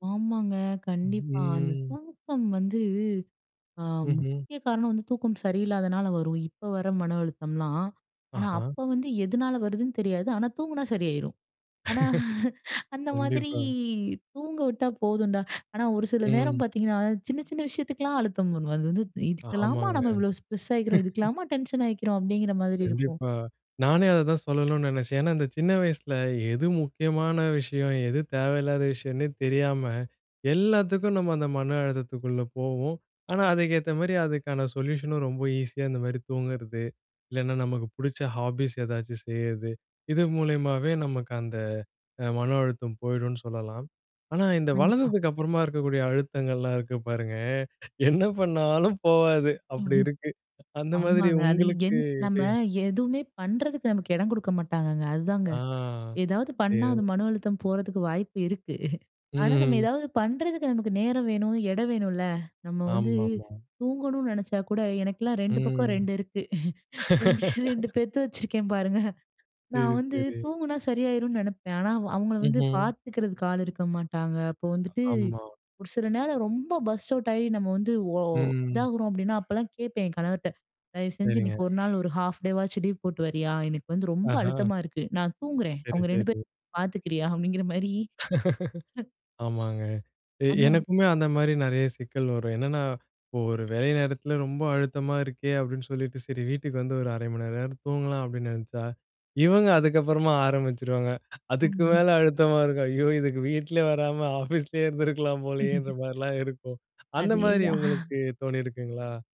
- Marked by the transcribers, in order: other noise; laughing while speaking: "ஆனா, அந்த மாதிரி"; laugh; unintelligible speech; tapping; in English: "ஸ்ட்ரெஸ்ஸாயிக்கிறோம்"; in English: "டென்ஷன்"; laugh; in English: "சொல்யூஷனும்"; in English: "ஹாபீஸ்"; unintelligible speech; unintelligible speech; laughing while speaking: "இருக்கு"; laughing while speaking: "ரெண்டு, ரெண்டு பெத்து வச்சுருக்கேன் பாருங்க"; laugh; in English: "பர்ஸ்ட் அவுட்"; drawn out: "ம்"; in English: "ஹால்ஃப் டேவாச்சும் லீவ்"; laughing while speaking: "பார்த்துக்கிறியா?"; laugh; other background noise; unintelligible speech; laughing while speaking: "ஐயோ! இதுக்கு வீட்ல வராம ஆஃபீஸ்லே இருந்திருக்கலாம் போலயேன்ற மாரிலாம் இருக்கும்"; chuckle
- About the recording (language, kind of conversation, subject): Tamil, podcast, மனஅழுத்தமான ஒரு நாளுக்குப் பிறகு நீங்கள் என்ன செய்கிறீர்கள்?